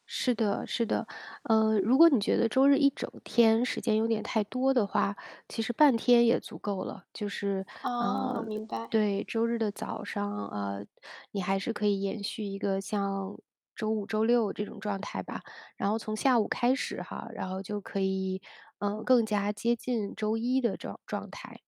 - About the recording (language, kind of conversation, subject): Chinese, advice, 周末想放松又想维持健康的日常习惯，我该怎么做？
- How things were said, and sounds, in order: static